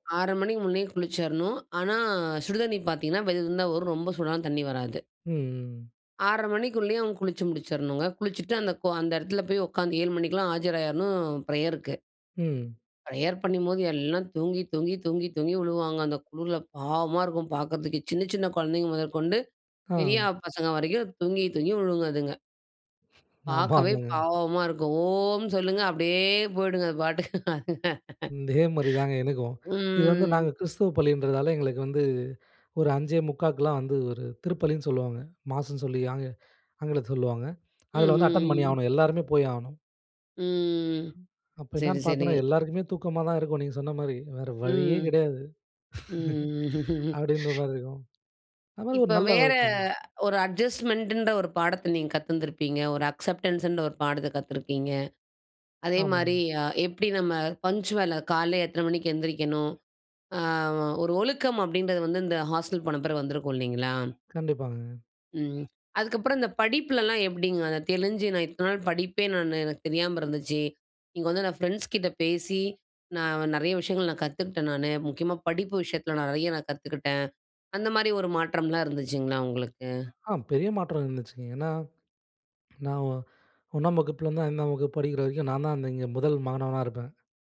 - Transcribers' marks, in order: laughing while speaking: "அது பாட்டுக்கு அதுங்க. ம்"; in English: "அட்டெண்ட்"; drawn out: "ம்ஹ்ம்"; drawn out: "ம்"; laughing while speaking: "ம்ஹ்ம்"; laugh; in English: "அட்ஜஸ்ட்மெண்ட"; in English: "அக்செப்டன்ஸ்"; in English: "பங்க்சுவல்"; other background noise
- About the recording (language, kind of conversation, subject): Tamil, podcast, பள்ளிக்கால நினைவில் உனக்கு மிகப்பெரிய பாடம் என்ன?